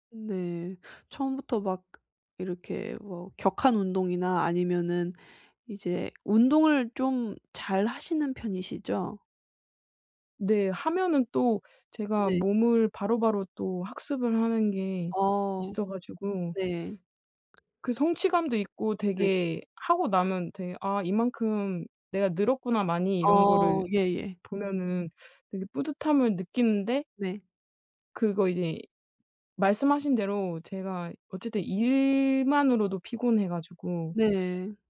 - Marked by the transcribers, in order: other background noise
- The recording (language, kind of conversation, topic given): Korean, advice, 시간 관리를 하면서 일과 취미를 어떻게 잘 병행할 수 있을까요?